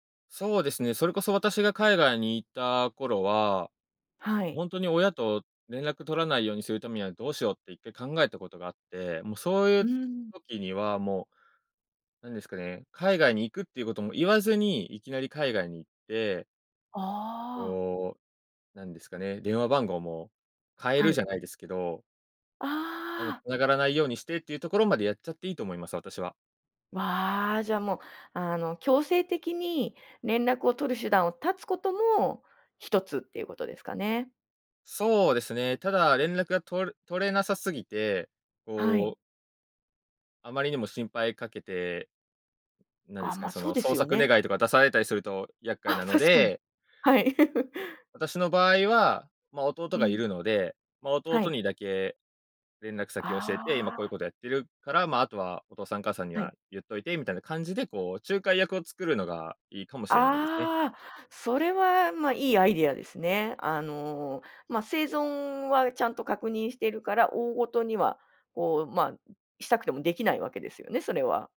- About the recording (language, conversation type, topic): Japanese, podcast, 親と距離を置いたほうがいいと感じたとき、どうしますか？
- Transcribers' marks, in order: laughing while speaking: "確かに、はい"; laugh